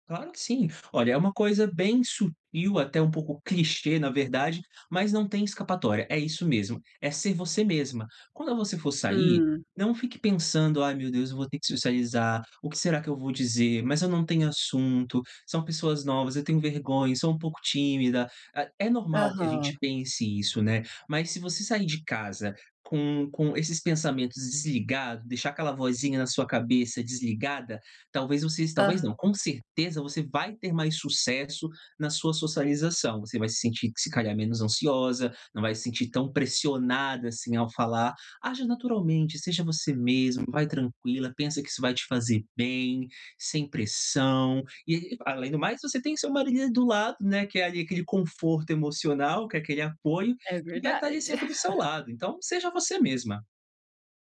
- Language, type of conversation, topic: Portuguese, advice, Como posso recusar convites sociais sem me sentir mal?
- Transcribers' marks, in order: other background noise; laugh